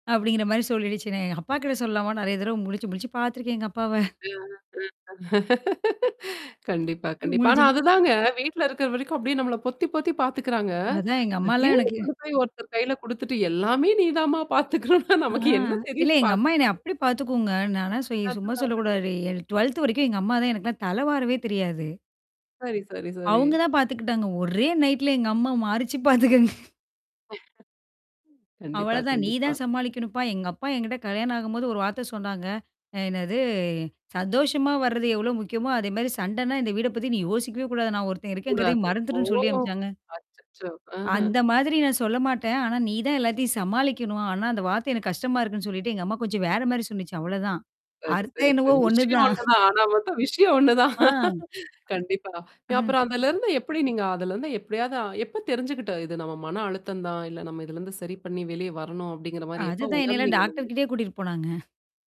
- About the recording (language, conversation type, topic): Tamil, podcast, தியானம் மன அழுத்தத்தைக் குறைக்க உதவுமா?
- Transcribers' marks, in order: mechanical hum; distorted speech; laugh; other background noise; other noise; laughing while speaking: "பார்த்துக்கணும்னா, நமக்கு என்ன தெரியும்? பார்த்துக்க"; unintelligible speech; in English: "ட்வெல்த்"; in English: "நைட்ல"; laughing while speaking: "மாருச்சு பார்த்துக்கங்க"; laugh; static; drawn out: "ஓ"; laugh; tapping